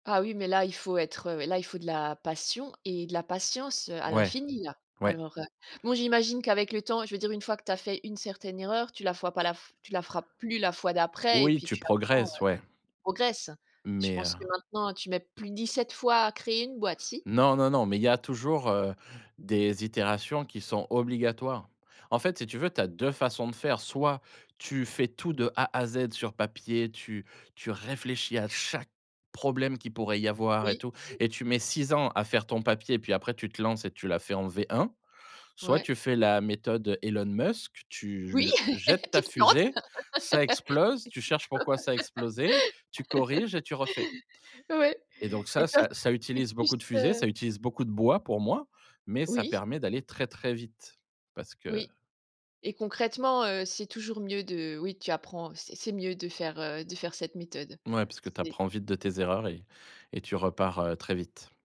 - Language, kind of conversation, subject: French, podcast, Comment gères-tu le fameux blocage créatif ?
- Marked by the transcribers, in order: other background noise; stressed: "chaque"; stressed: "Oui"; laugh; laughing while speaking: "Tu te lances !"; laugh; joyful: "Ouais"